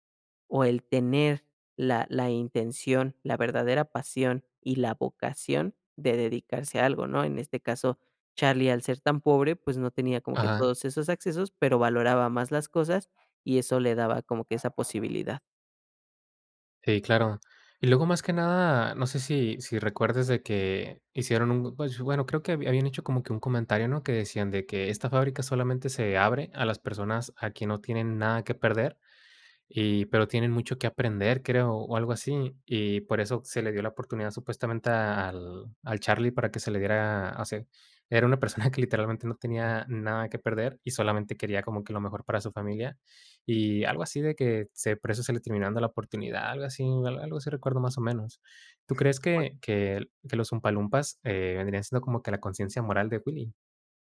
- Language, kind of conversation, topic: Spanish, podcast, ¿Qué película te marcó de joven y por qué?
- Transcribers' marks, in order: giggle; other background noise